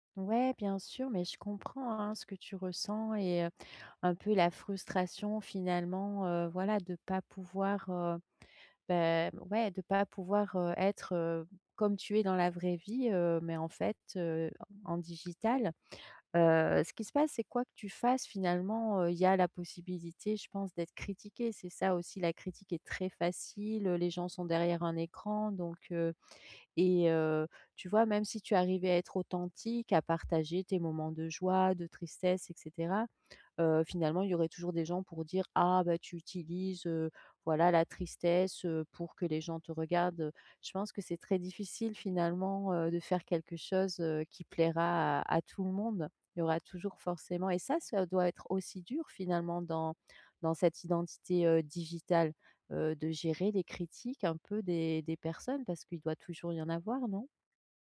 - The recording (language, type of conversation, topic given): French, advice, Comment puis-je rester fidèle à moi-même entre ma vie réelle et ma vie en ligne ?
- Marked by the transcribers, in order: stressed: "critiquée"